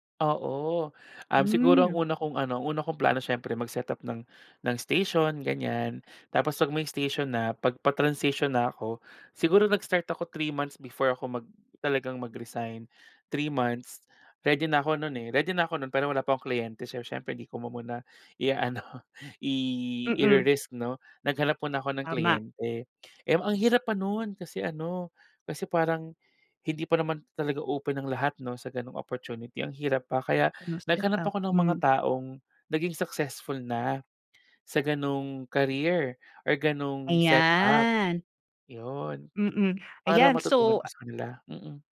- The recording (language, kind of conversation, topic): Filipino, podcast, Gaano kahalaga ang pagbuo ng mga koneksyon sa paglipat mo?
- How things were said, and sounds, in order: in English: "pa-transition"; laughing while speaking: "ia-ano"; unintelligible speech